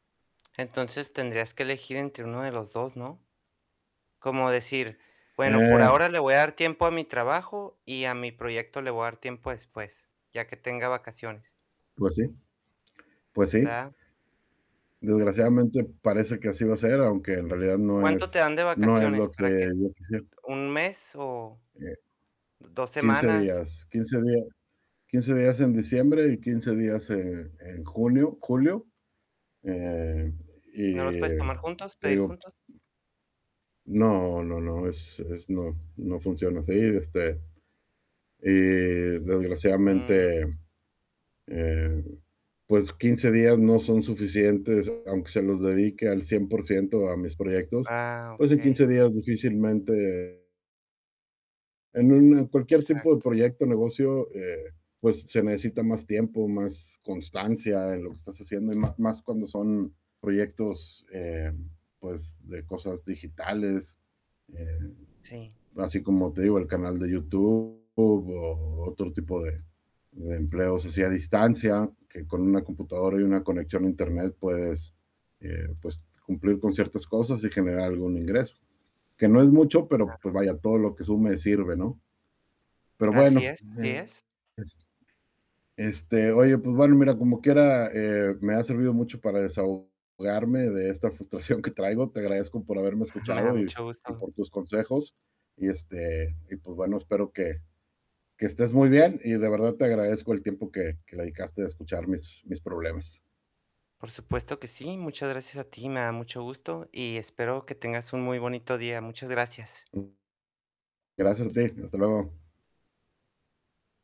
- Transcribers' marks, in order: tapping; static; other background noise; distorted speech; unintelligible speech; laughing while speaking: "frustración"; chuckle
- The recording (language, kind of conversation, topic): Spanish, advice, ¿Cómo puedo equilibrar el trabajo y el tiempo libre para incluir mis pasatiempos cada día?
- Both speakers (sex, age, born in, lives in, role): male, 30-34, United States, United States, advisor; male, 50-54, Mexico, Mexico, user